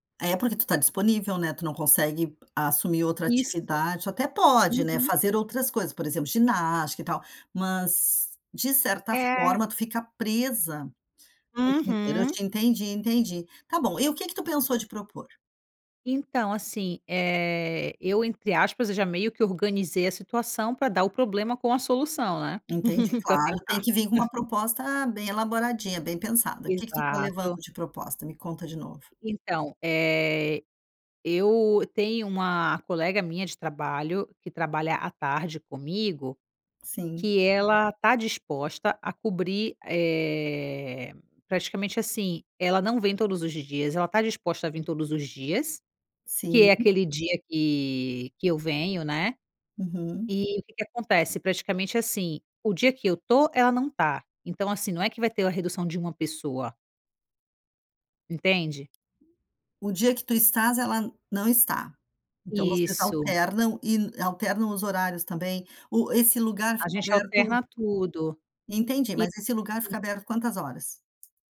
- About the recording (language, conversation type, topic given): Portuguese, advice, Como posso negociar com meu chefe a redução das minhas tarefas?
- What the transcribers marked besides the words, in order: laugh; tapping